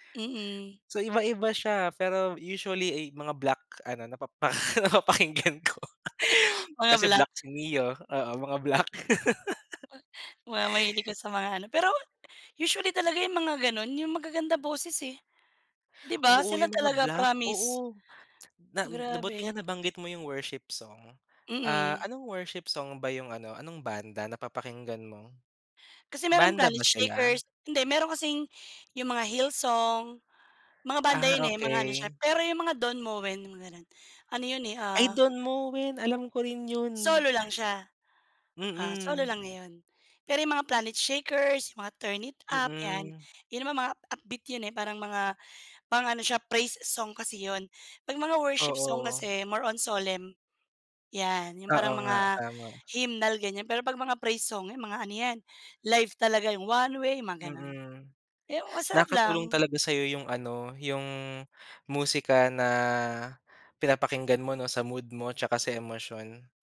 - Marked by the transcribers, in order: laugh; laugh
- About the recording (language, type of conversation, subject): Filipino, unstructured, Paano nakaaapekto sa iyo ang musika sa araw-araw?